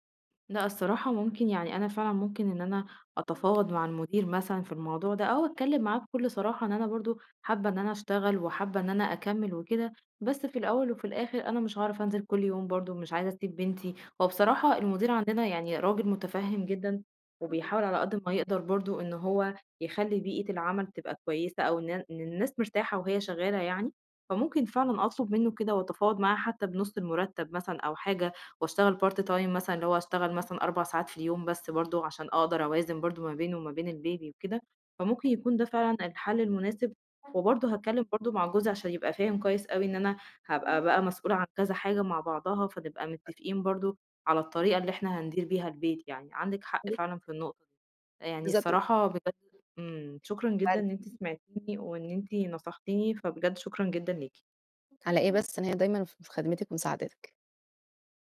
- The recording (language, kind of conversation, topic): Arabic, advice, إزاي أوقف التردد المستمر وأاخد قرارات واضحة لحياتي؟
- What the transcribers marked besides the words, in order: unintelligible speech; other background noise; unintelligible speech; unintelligible speech; in English: "Part-time"; in English: "الBaby"; tapping; unintelligible speech; unintelligible speech